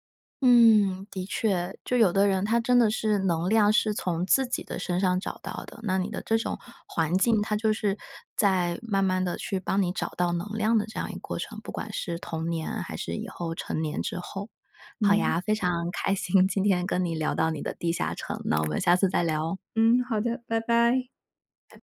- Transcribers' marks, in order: other background noise; laughing while speaking: "心"
- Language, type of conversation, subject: Chinese, podcast, 你童年时有没有一个可以分享的秘密基地？